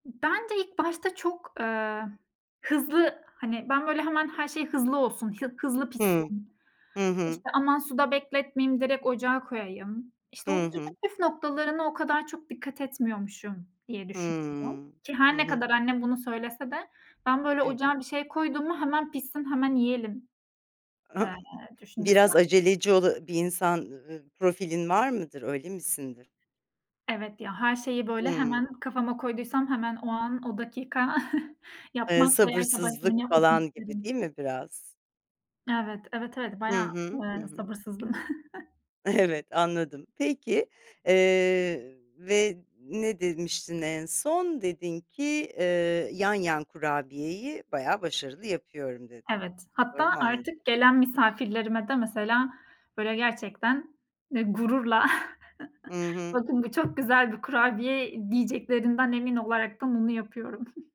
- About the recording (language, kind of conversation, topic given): Turkish, podcast, Aile tariflerini nasıl saklıyor ve nasıl paylaşıyorsun?
- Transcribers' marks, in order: other background noise; chuckle; laughing while speaking: "sabırsızla"; chuckle; chuckle; tapping; giggle